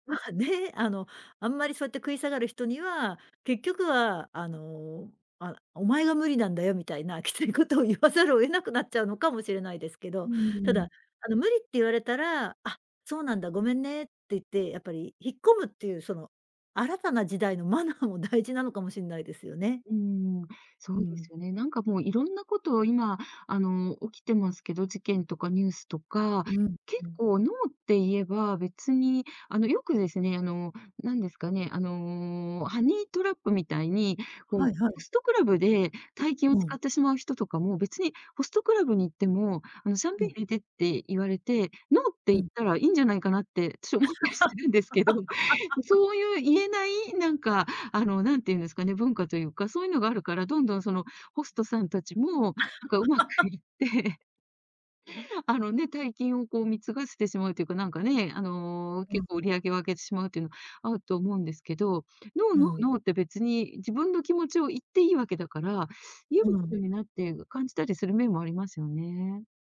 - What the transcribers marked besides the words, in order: laughing while speaking: "まあね"; laughing while speaking: "きつい事を"; tapping; laughing while speaking: "マナーも"; laughing while speaking: "私思ったりするんですけど"; laugh; laugh; laughing while speaking: "上手く言って"
- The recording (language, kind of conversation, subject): Japanese, podcast, 「ノー」と言うのは難しい？どうしてる？